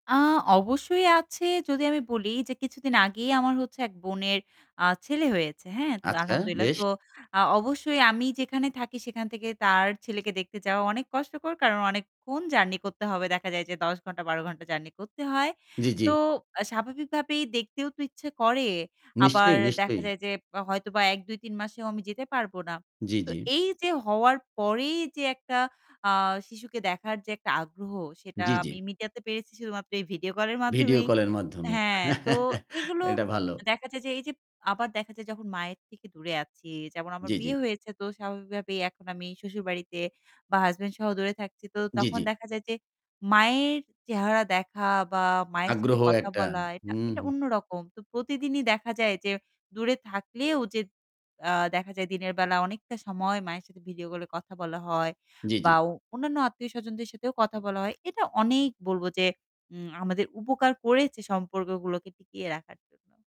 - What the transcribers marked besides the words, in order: distorted speech; in Arabic: "আলহামদুলিল্লাহ"; chuckle
- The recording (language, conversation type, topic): Bengali, podcast, অনলাইন যোগাযোগের মাধ্যমগুলো কীভাবে পরিবারিক সম্পর্ক বজায় রাখতে আপনাকে সাহায্য করে?